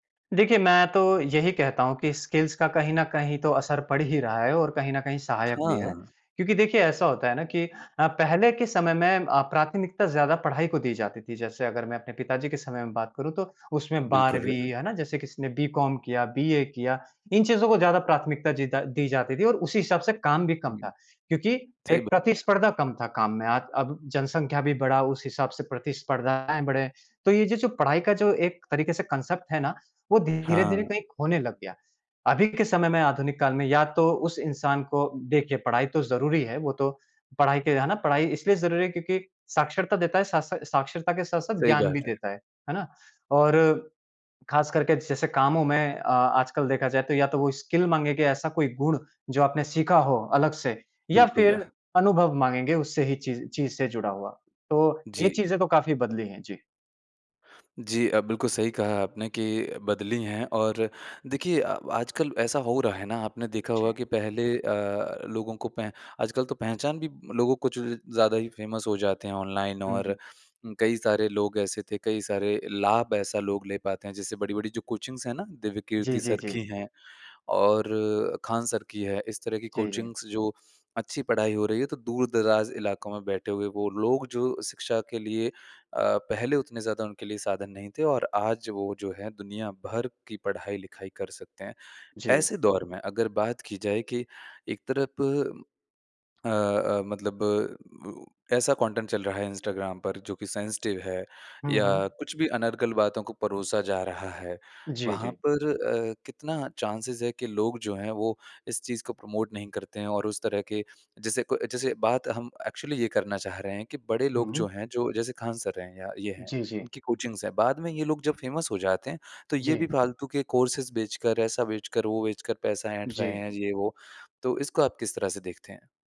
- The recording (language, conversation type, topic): Hindi, podcast, ऑनलाइन सीखने से आपकी पढ़ाई या कौशल में क्या बदलाव आया है?
- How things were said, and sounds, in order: in English: "स्किल्स"; in English: "कांसेप्ट"; in English: "स्किल"; in English: "फ़ेमस"; in English: "ऑनलाइन"; in English: "कोचिंग्स"; in English: "कोचिंग्स"; in English: "कंटेंट"; in English: "सेंसिटिव"; in English: "चान्सेज़"; in English: "प्रमोट"; in English: "एक्चुअली"; in English: "कोचिंग्स"; in English: "फ़ेमस"; in English: "कोर्सेस"